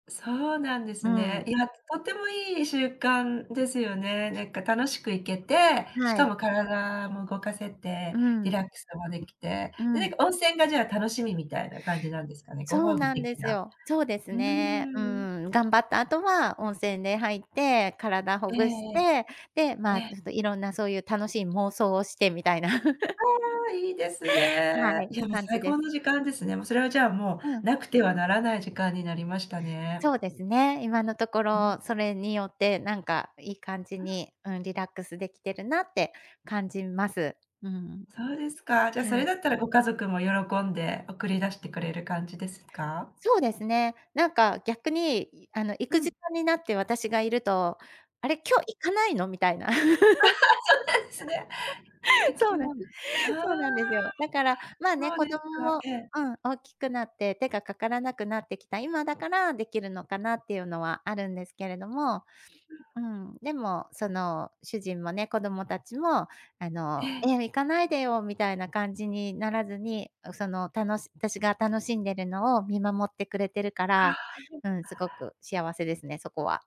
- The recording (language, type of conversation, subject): Japanese, podcast, 自分を大切にするために、具体的にどんなことをしていますか？
- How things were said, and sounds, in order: other noise; other background noise; laugh; unintelligible speech; unintelligible speech; tapping; laughing while speaking: "そうなんですね"; laugh; unintelligible speech; unintelligible speech